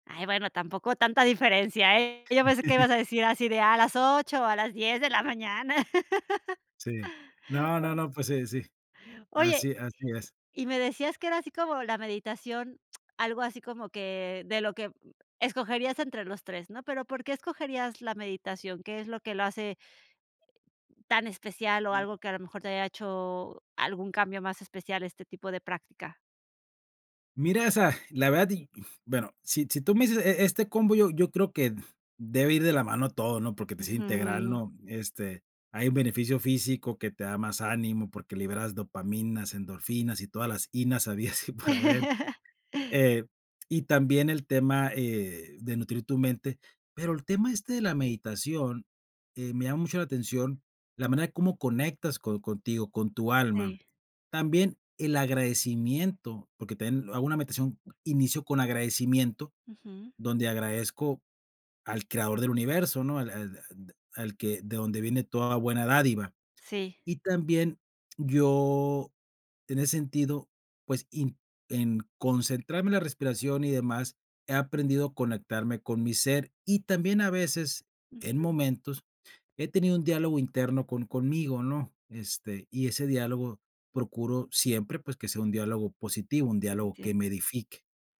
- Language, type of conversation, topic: Spanish, podcast, ¿Qué hábito diario tiene más impacto en tu bienestar?
- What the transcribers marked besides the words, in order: laugh; laugh; unintelligible speech; other background noise; other noise; laugh; laughing while speaking: "habidas y por haber"